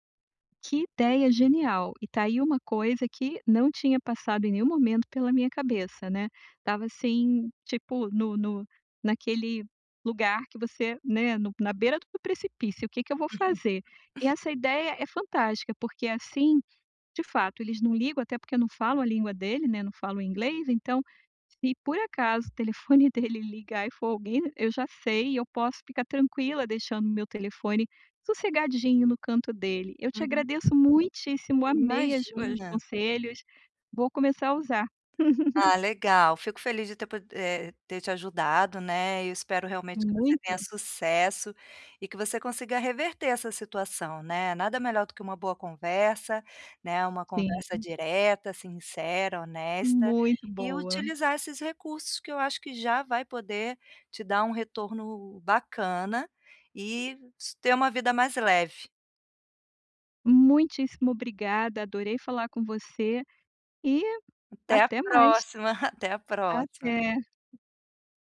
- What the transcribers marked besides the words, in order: unintelligible speech; other background noise; tapping; laugh; chuckle
- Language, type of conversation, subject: Portuguese, advice, Como posso reduzir as distrações e melhorar o ambiente para trabalhar ou estudar?